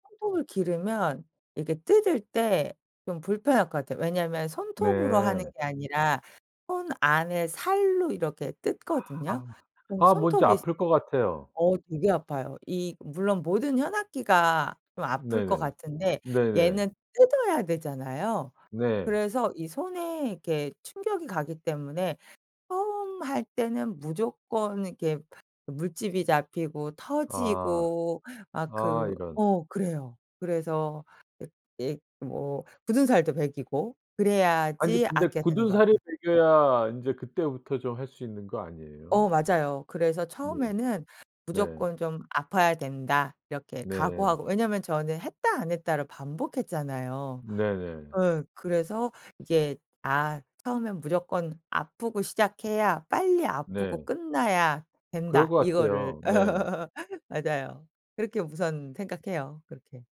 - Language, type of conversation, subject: Korean, podcast, 요즘 푹 빠져 있는 취미가 무엇인가요?
- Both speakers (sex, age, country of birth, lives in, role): female, 45-49, South Korea, France, guest; male, 55-59, South Korea, United States, host
- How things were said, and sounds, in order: other background noise; laugh